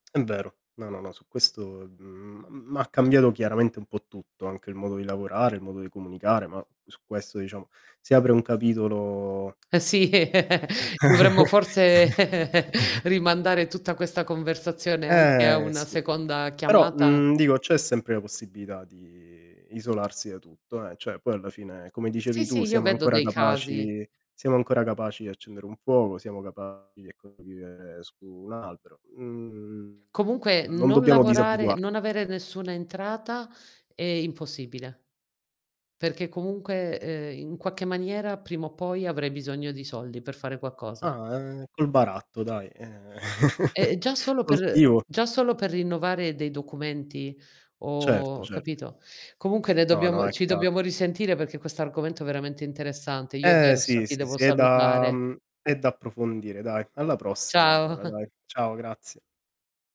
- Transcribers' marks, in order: tapping; laughing while speaking: "sì"; chuckle; other background noise; chuckle; distorted speech; drawn out: "di"; "qualche" said as "quacche"; "qualcosa" said as "quaccosa"; mechanical hum; chuckle; "adesso" said as "deresso"; laughing while speaking: "Ciao"; chuckle
- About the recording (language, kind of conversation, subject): Italian, unstructured, In che modo la scienza cambia il modo in cui viviamo?